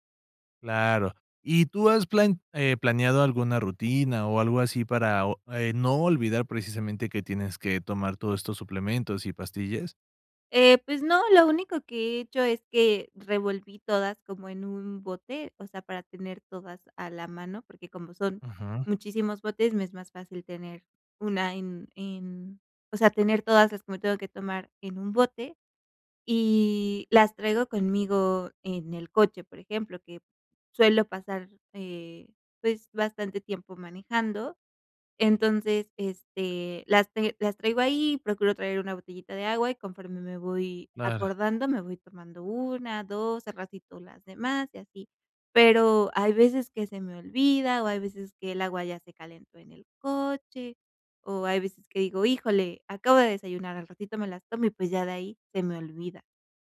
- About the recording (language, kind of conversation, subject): Spanish, advice, ¿Por qué a veces olvidas o no eres constante al tomar tus medicamentos o suplementos?
- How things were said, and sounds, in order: other noise